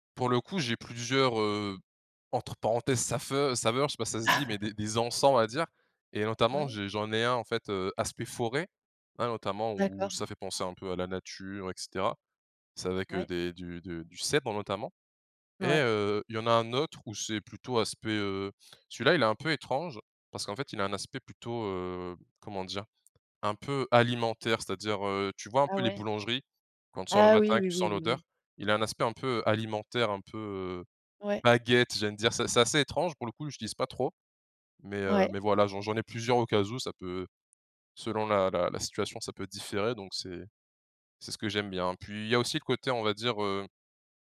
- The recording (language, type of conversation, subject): French, podcast, Comment rends-tu ton salon plus cosy le soir ?
- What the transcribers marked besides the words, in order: "saveu" said as "safeu"; chuckle